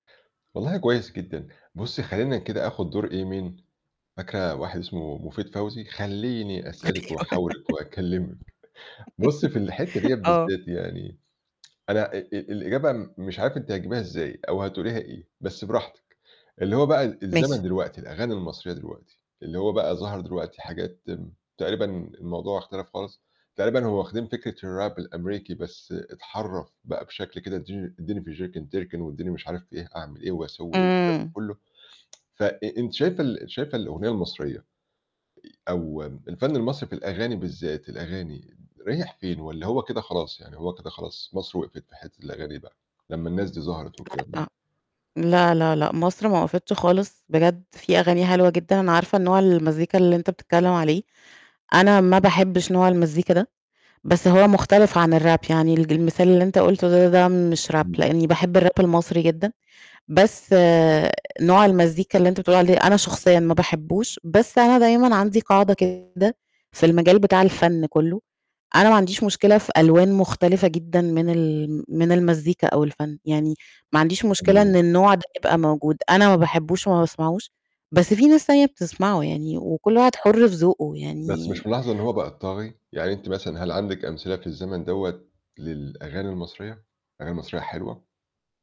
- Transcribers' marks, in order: put-on voice: "خلّيني أسألِك وأحاورِك وأكلمِك"; laughing while speaking: "أيوه"; laugh; giggle; distorted speech; tsk; other noise; unintelligible speech; other background noise
- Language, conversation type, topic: Arabic, podcast, إيه اللي خلّى ذوقك في الموسيقى يتغيّر على مدار السنين؟